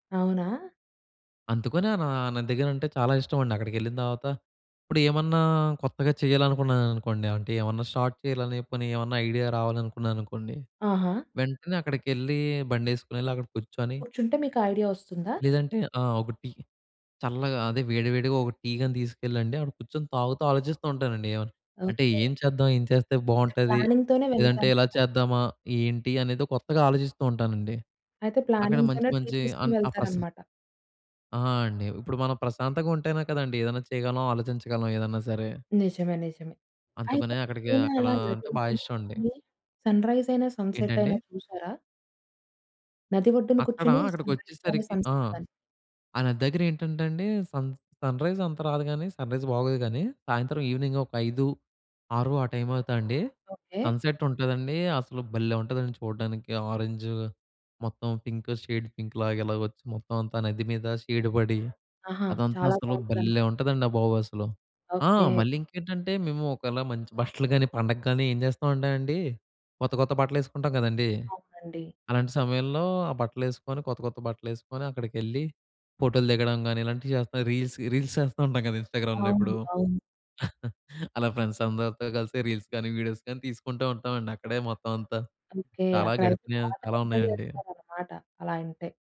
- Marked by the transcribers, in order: in English: "షార్ట్"; in English: "ప్లానింగ్‌తోనే"; in English: "ప్లానింగ్‌తోనే"; dog barking; in English: "సన్‌రైజ్"; in English: "సన్‌సెట్"; in English: "సన్‌రైజ్"; in English: "సన్‌సెట్"; in English: "సన్ సన్‌రైజ్"; in English: "సన్‌రైజ్"; in English: "ఈవెనింగ్"; in English: "సన్‌సెట్"; in English: "ఆరెంజ్"; in English: "పింక్, షేడ్ పింక్"; in English: "షేడ్"; chuckle; in English: "రీల్స్ రీల్స్"; in English: "ఇన్‌స్టాగ్రామ్‌లో"; chuckle; in English: "ఫ్రెండ్స్"; in English: "రీల్స్"; in English: "వీడియోస్"; in English: "ఎంజాయ్"
- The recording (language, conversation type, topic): Telugu, podcast, నది ఒడ్డున నిలిచినప్పుడు మీకు గుర్తొచ్చిన ప్రత్యేక క్షణం ఏది?